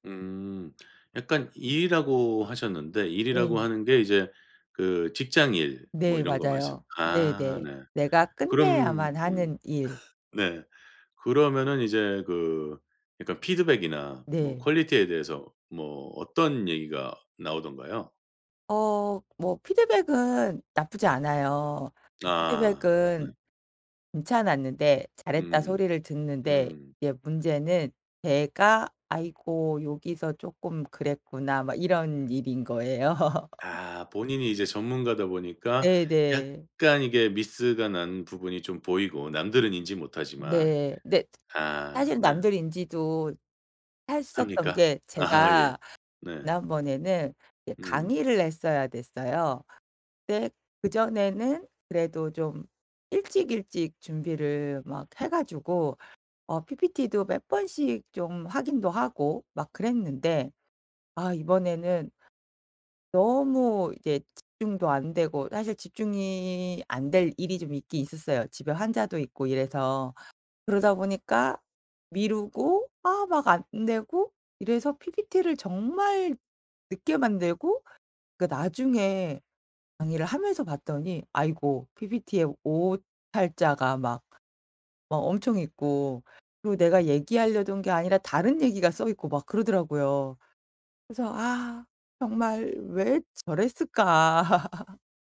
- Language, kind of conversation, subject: Korean, advice, 왜 계속 산만해서 중요한 일에 집중하지 못하나요?
- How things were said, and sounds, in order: laugh; in English: "퀄리티에"; laughing while speaking: "거예요"; laugh; in English: "miss가"; unintelligible speech; "했었던" said as "핬었던"; laughing while speaking: "아"; laugh